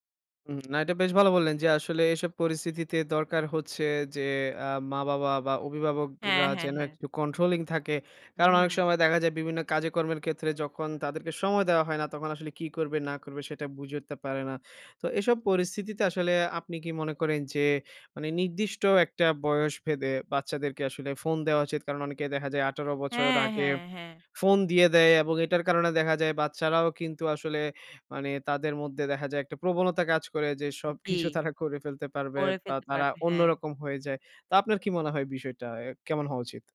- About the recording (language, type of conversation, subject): Bengali, podcast, বাচ্চাদের স্ক্রিন ব্যবহারের বিষয়ে আপনি কী কী নীতি অনুসরণ করেন?
- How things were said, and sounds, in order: in English: "controlling"; laughing while speaking: "সবকিছু তারা করে ফেলতে পারবে"; tapping